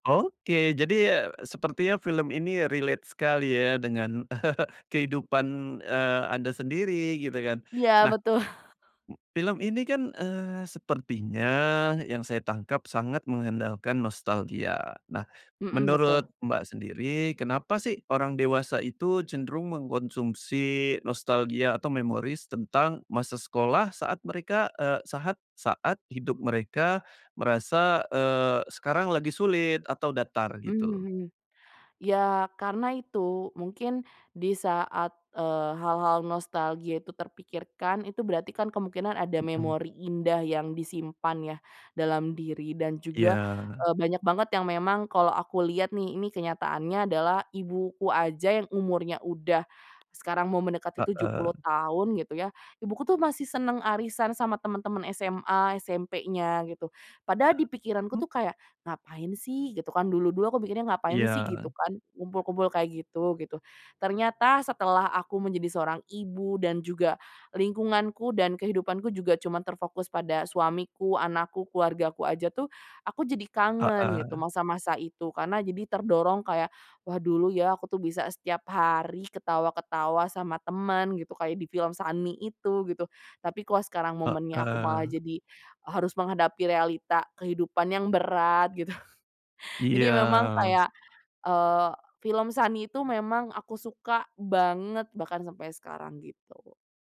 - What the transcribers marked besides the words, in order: in English: "relate"; chuckle; laughing while speaking: "betul"; in English: "memories"; tapping; other background noise; laughing while speaking: "gitu"
- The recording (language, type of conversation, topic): Indonesian, podcast, Film apa yang paling berkesan bagi kamu, dan kenapa?